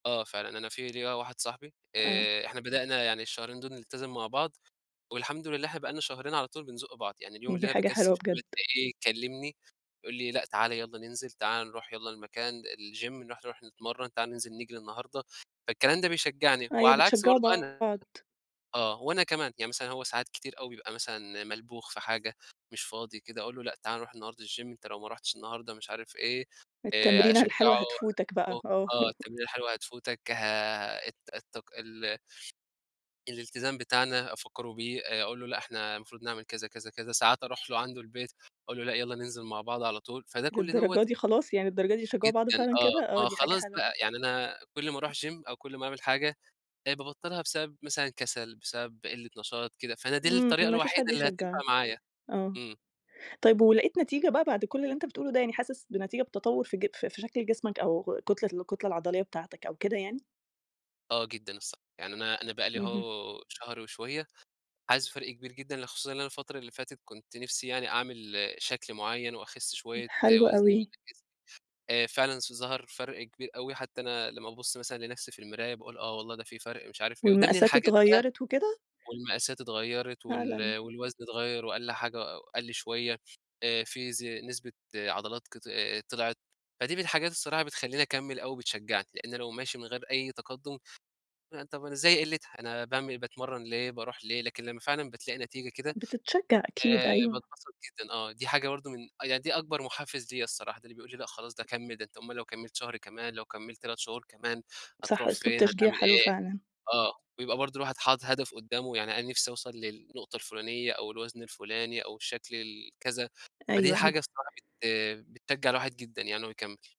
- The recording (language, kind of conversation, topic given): Arabic, podcast, إيه هي عادة بسيطة غيّرت يومك للأحسن؟
- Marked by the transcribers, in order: in English: "الجيم"; in English: "الجيم"; laugh; tapping; in English: "جيم"; unintelligible speech